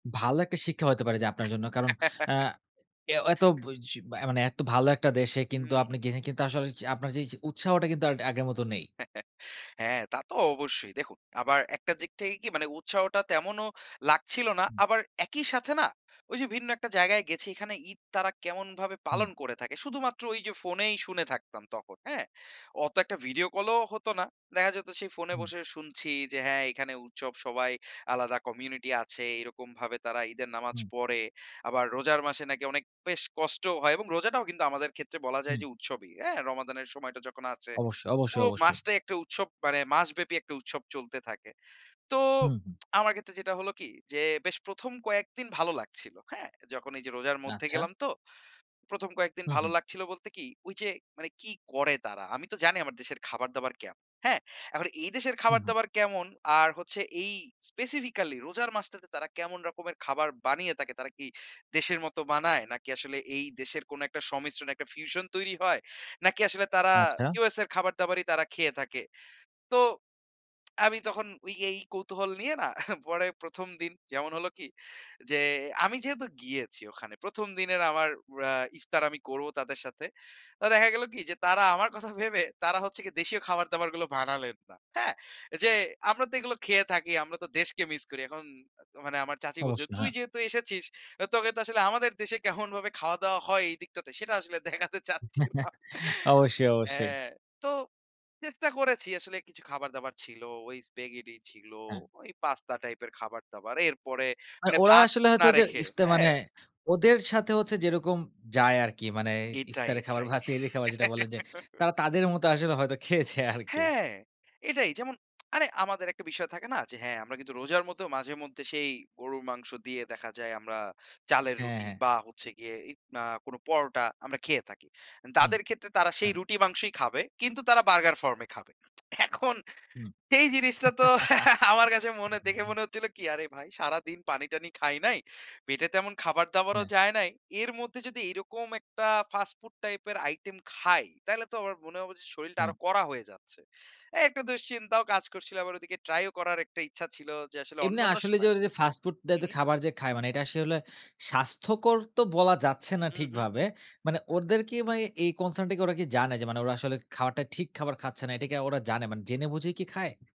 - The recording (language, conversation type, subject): Bengali, podcast, ভিন্ন দেশে থাকলে আপনার কাছে উৎসব উদ্‌যাপনের ধরন কীভাবে বদলে যায়?
- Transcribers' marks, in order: chuckle; chuckle; lip smack; in English: "স্পেসিফিকালি"; throat clearing; laughing while speaking: "কেমনভাবে"; chuckle; laughing while speaking: "দেখাতে চাচ্ছিলাম। হ্যা"; chuckle; laughing while speaking: "খেয়েছে আরকি"; laughing while speaking: "এখন সেই জিনিসটা তো আমার কাছে মনে, দেখে মনে হচ্ছিল কি?"; chuckle; in English: "কনসার্ন"